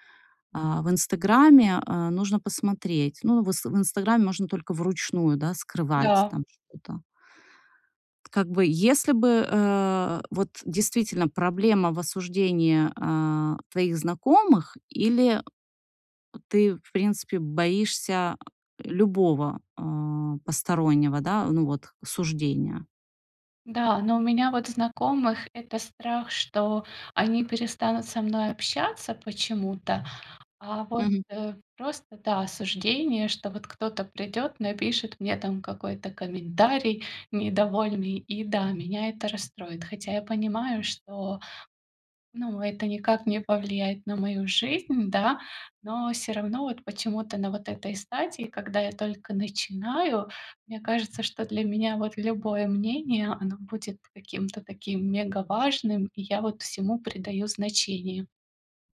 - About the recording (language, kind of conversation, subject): Russian, advice, Что делать, если из-за перфекционизма я чувствую себя ничтожным, когда делаю что-то не идеально?
- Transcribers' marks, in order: none